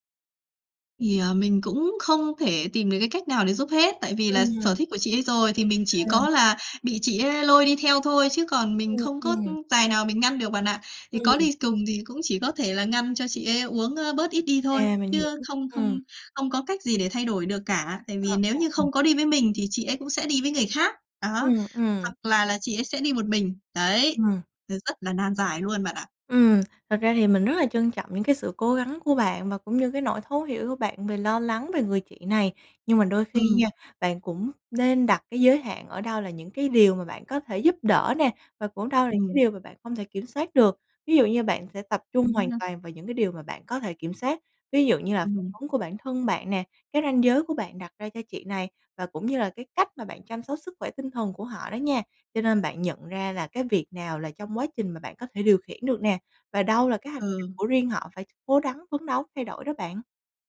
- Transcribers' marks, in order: tapping
- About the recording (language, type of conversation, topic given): Vietnamese, advice, Bạn đang cảm thấy căng thẳng như thế nào khi có người thân nghiện rượu hoặc chất kích thích?